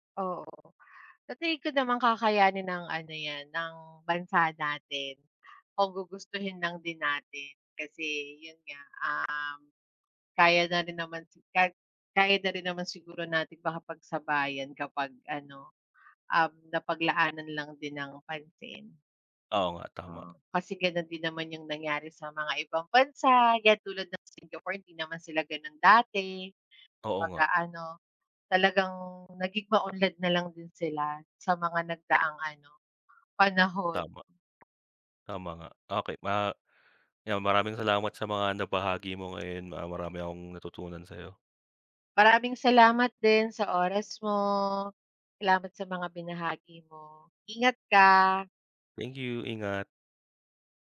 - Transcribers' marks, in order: tapping; other background noise; unintelligible speech
- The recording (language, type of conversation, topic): Filipino, unstructured, Paano mo nakikita ang magiging kinabukasan ng teknolohiya sa Pilipinas?